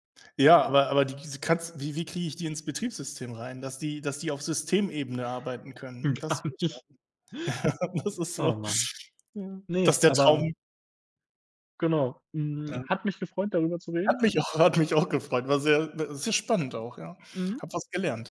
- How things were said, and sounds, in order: laughing while speaking: "Gar nicht"; laugh; laughing while speaking: "auch hat mich auch gefreut"
- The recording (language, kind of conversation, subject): German, unstructured, Wie nutzt du Technik, um kreativ zu sein?